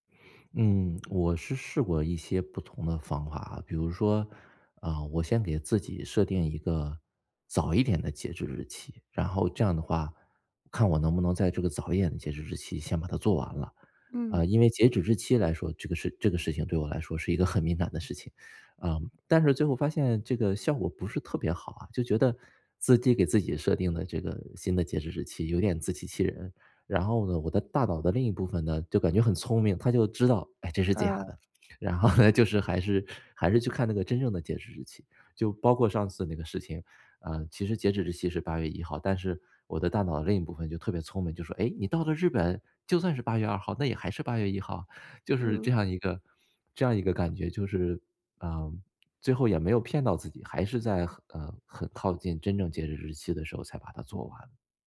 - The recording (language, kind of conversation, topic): Chinese, advice, 我怎样才能停止拖延并养成新习惯？
- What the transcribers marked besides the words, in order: laughing while speaking: "呢"